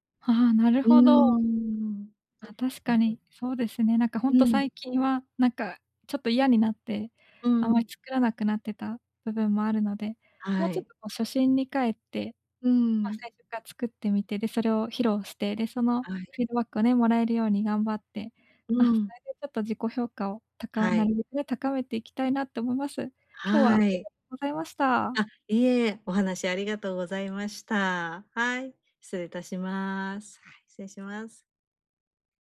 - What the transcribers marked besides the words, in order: unintelligible speech
- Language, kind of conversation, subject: Japanese, advice, 他人と比べて落ち込んでしまうとき、どうすれば自信を持てるようになりますか？